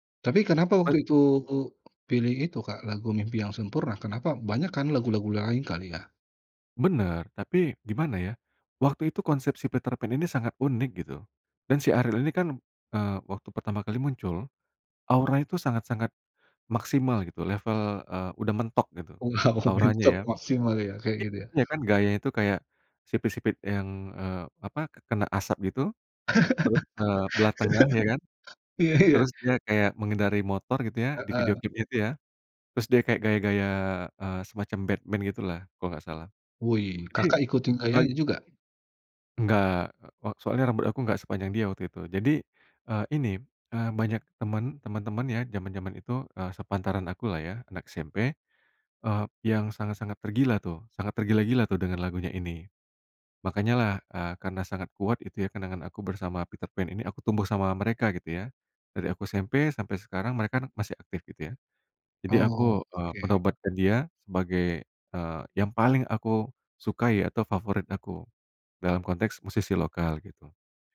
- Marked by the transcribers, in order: laughing while speaking: "Wow, mentok"; laugh
- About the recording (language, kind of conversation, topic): Indonesian, podcast, Siapa musisi lokal favoritmu?